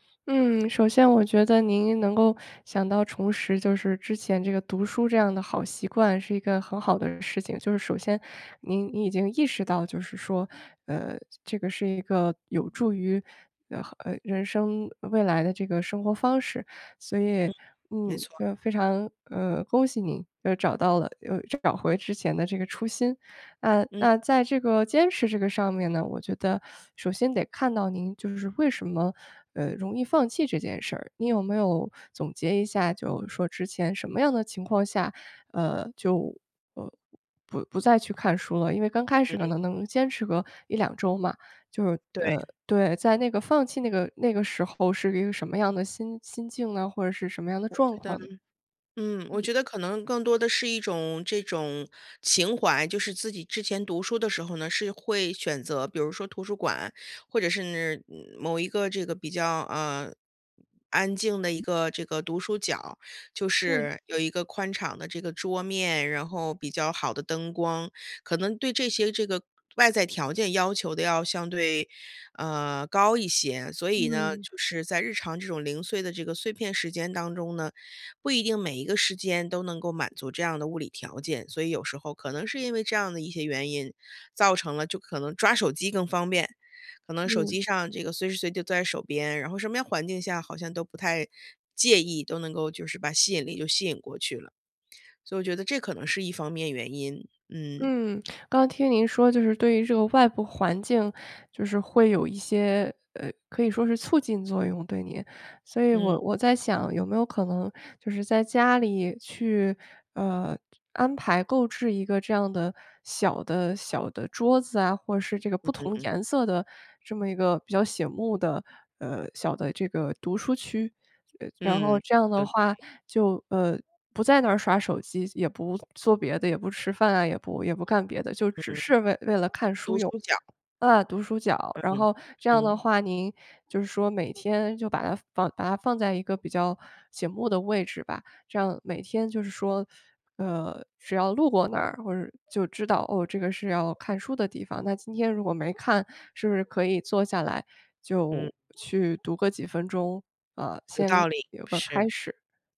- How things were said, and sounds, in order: teeth sucking; teeth sucking; other noise; other background noise; lip smack; lip smack; lip smack
- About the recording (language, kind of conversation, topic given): Chinese, advice, 我努力培养好习惯，但总是坚持不久，该怎么办？